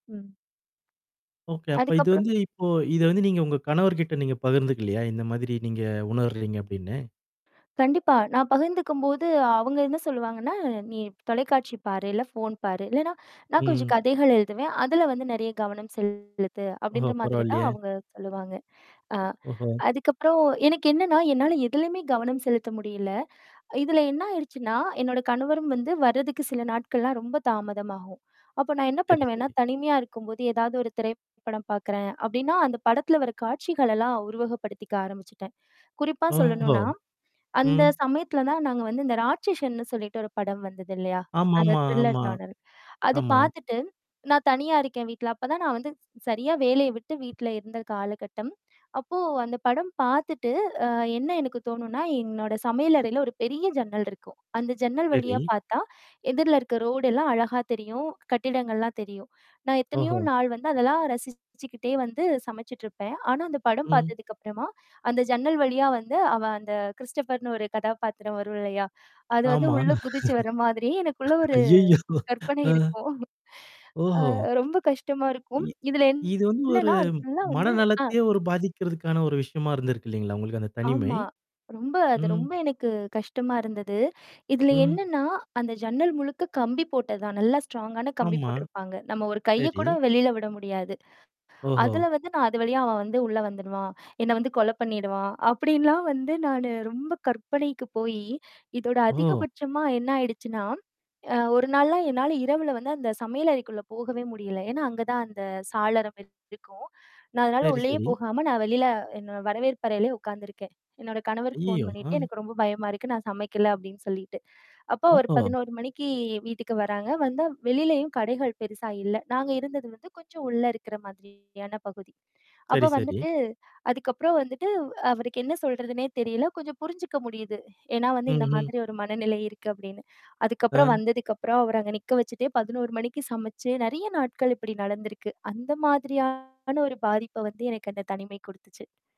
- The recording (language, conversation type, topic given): Tamil, podcast, நீங்கள் தனிமையாக உணர்ந்தபோது முதலில் என்ன செய்தீர்கள் என்று சொல்ல முடியுமா?
- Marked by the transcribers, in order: static; other background noise; distorted speech; tapping; in English: "த்ரில்லர் நோடல்"; laughing while speaking: "அய்யய்யோ! அ"; drawn out: "ஒரு"; chuckle; in English: "ஸ்ட்ராங்கான"